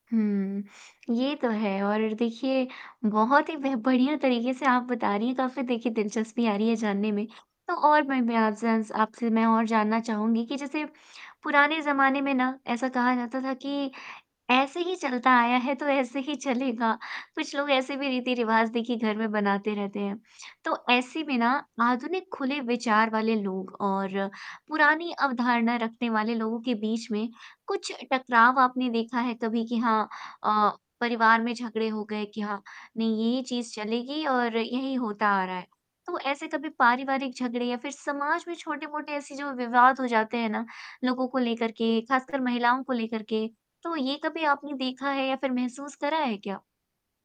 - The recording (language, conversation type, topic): Hindi, podcast, आपकी पीढ़ी ने विरासत को किस तरह बदला है?
- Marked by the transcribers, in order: laughing while speaking: "तो ऐसे ही चलेगा"